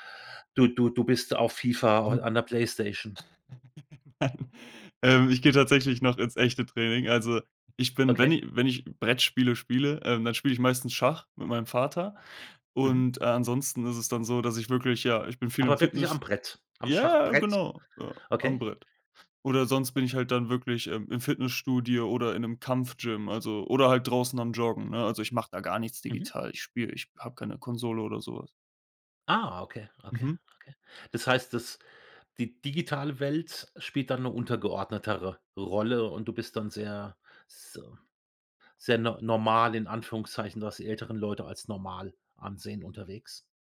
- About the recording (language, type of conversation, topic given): German, podcast, Wie setzt du digital klare Grenzen zwischen Arbeit und Freizeit?
- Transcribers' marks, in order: chuckle